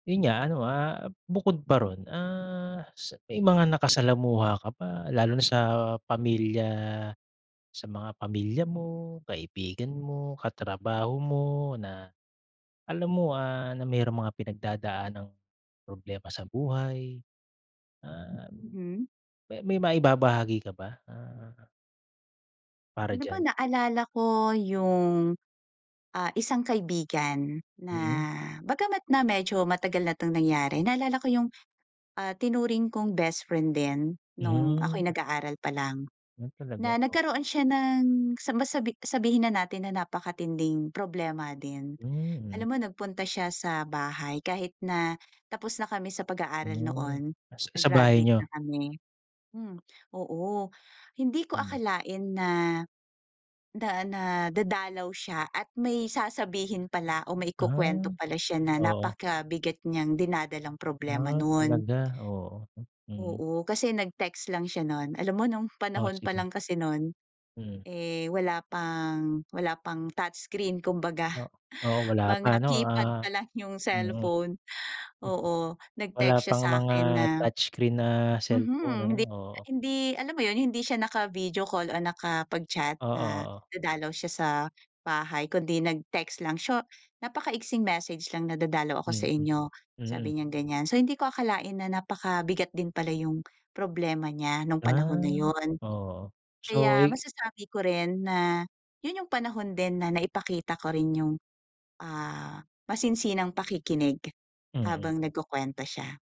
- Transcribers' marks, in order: chuckle
- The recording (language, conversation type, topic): Filipino, podcast, Paano mo naipapakita ang empatiya sa pakikipag-usap?